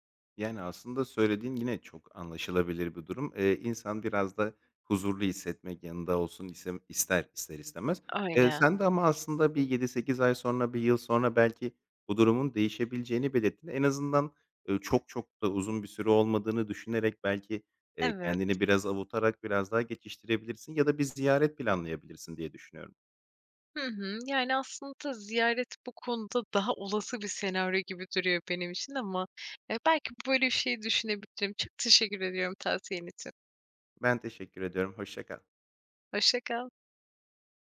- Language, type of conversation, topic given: Turkish, advice, Ailenden ve arkadaşlarından uzakta kalınca ev özlemiyle nasıl baş ediyorsun?
- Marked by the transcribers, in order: tapping; other background noise